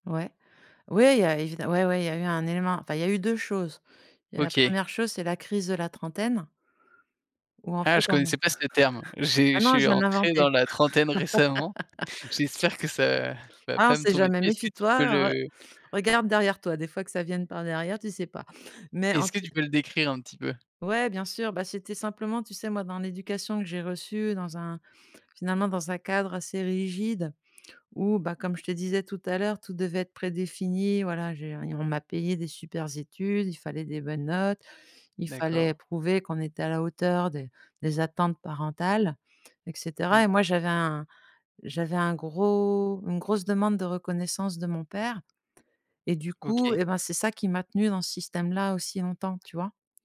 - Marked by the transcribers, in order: laugh; tapping; other noise
- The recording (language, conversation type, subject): French, podcast, Comment décrirais-tu ton identité professionnelle ?